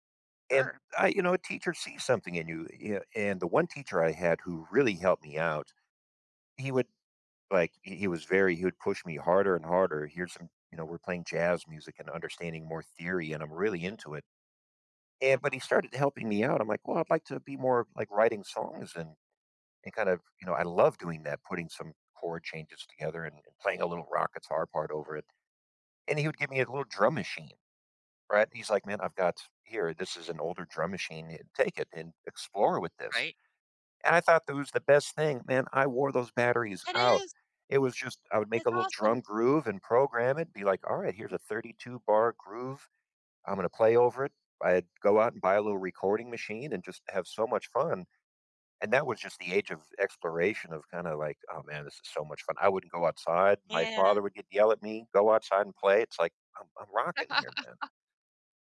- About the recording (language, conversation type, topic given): English, unstructured, When should I teach a friend a hobby versus letting them explore?
- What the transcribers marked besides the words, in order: tapping; laugh